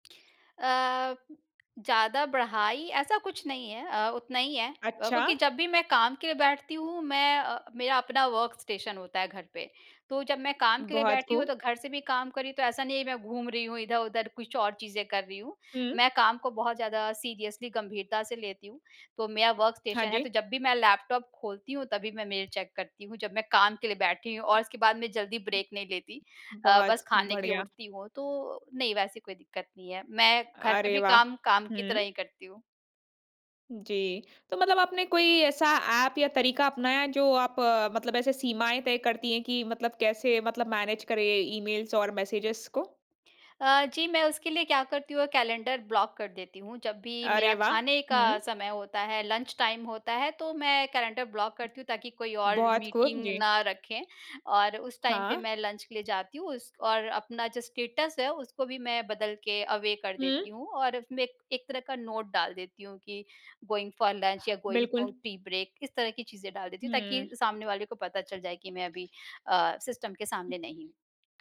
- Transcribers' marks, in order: in English: "वर्क़ स्टेशन"; in English: "सीरियसली"; in English: "वर्क़ स्टेशन"; in English: "चेक"; in English: "ब्रेक"; in English: "मैनेज"; in English: "ईमेल्स"; in English: "मैसेजेस"; in English: "कैलेंडर ब्लॉक"; in English: "लंच टाइम"; in English: "कैलेंडर ब्लॉक"; in English: "टाइम"; in English: "लंच"; in English: "स्टेटस"; in English: "अवे"; in English: "नोट"; in English: "गोइंग फ़ॉर लंच"; in English: "गोइंग फ़ॉर टी ब्रेक"; in English: "सिस्टम"
- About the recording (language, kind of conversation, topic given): Hindi, podcast, घर पर रहते हुए काम के ईमेल और संदेशों को आप कैसे नियंत्रित करते हैं?